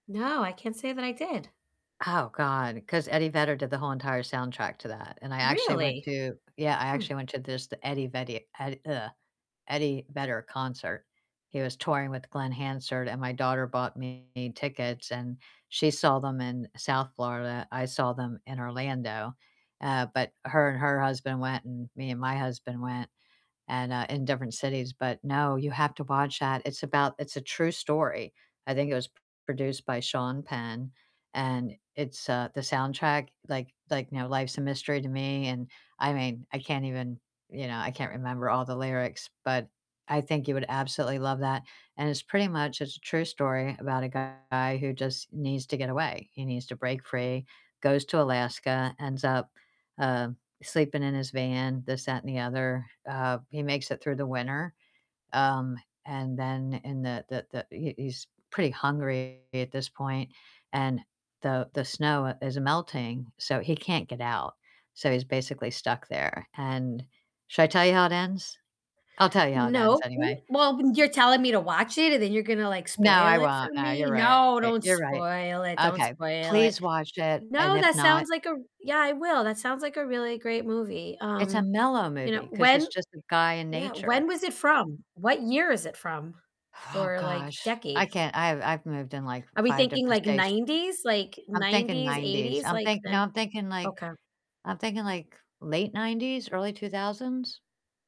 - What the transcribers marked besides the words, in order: static; tapping; distorted speech
- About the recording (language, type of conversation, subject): English, unstructured, Which movie soundtracks or scores do you love more than the films they accompany, and why?
- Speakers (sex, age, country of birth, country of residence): female, 50-54, United States, United States; female, 60-64, United States, United States